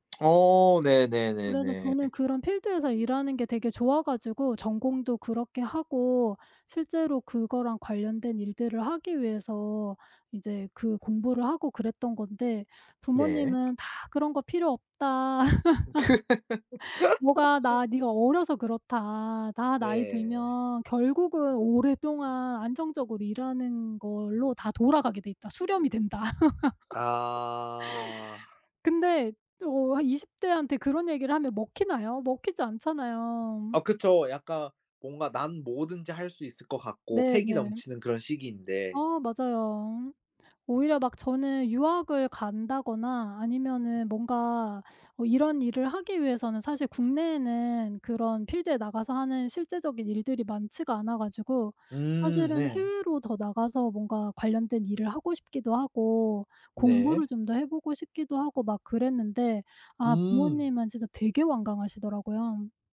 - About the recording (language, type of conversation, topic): Korean, podcast, 가족의 진로 기대에 대해 어떻게 느끼시나요?
- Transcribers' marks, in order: tapping; in English: "필드에서"; other background noise; laugh; laugh; in English: "필드에"